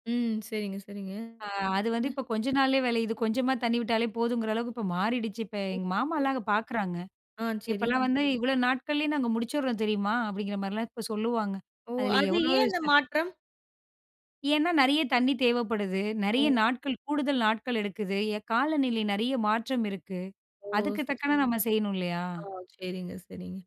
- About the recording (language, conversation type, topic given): Tamil, podcast, மழைக்காலமும் வறண்ட காலமும் நமக்கு சமநிலையை எப்படி கற்பிக்கின்றன?
- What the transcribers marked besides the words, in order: unintelligible speech